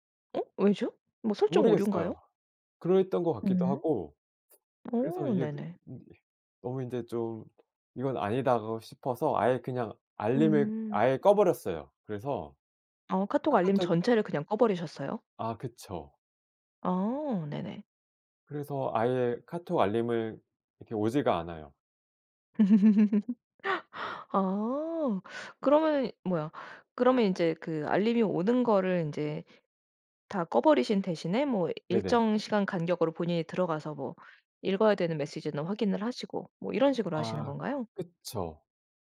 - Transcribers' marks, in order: other background noise; laugh
- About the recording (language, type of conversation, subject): Korean, podcast, 디지털 기기로 인한 산만함을 어떻게 줄이시나요?